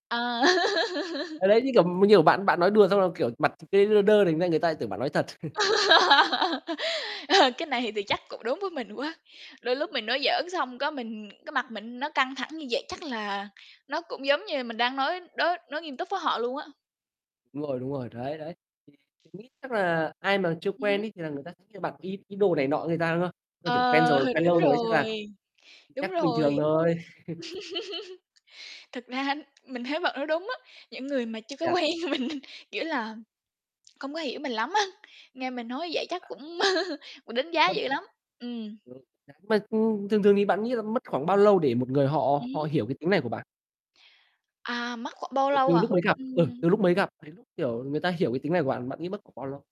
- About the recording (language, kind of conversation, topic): Vietnamese, unstructured, Bạn cảm thấy thế nào khi người khác không hiểu cách bạn thể hiện bản thân?
- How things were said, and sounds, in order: laugh; tapping; unintelligible speech; laugh; laughing while speaking: "Ờ"; laugh; other background noise; distorted speech; static; chuckle; laugh; laugh; laughing while speaking: "quen mình"; laughing while speaking: "á"; laugh; unintelligible speech